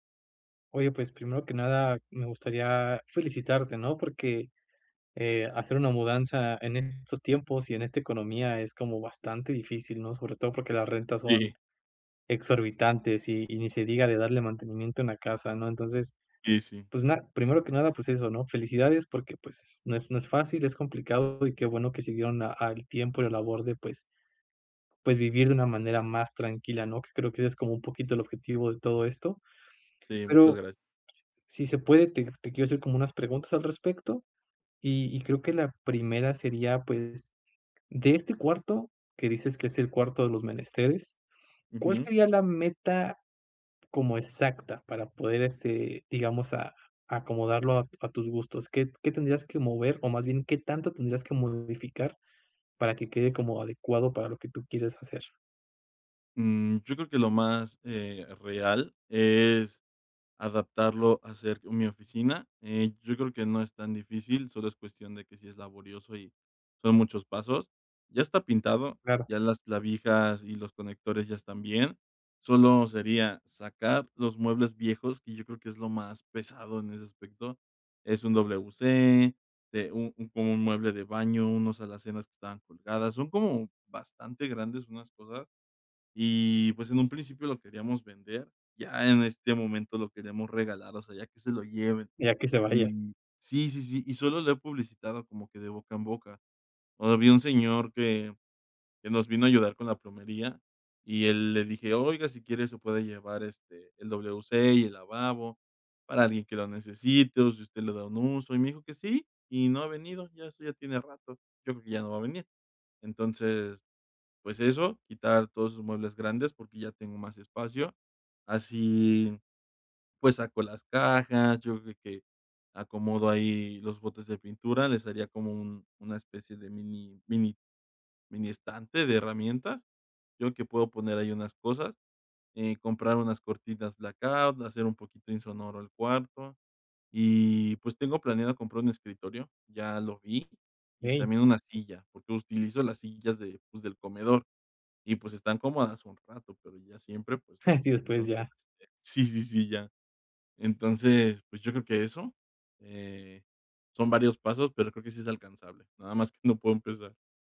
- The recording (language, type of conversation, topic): Spanish, advice, ¿Cómo puedo dividir un gran objetivo en pasos alcanzables?
- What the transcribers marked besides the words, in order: laughing while speaking: "Sí"; tapping; in English: "blackout"; chuckle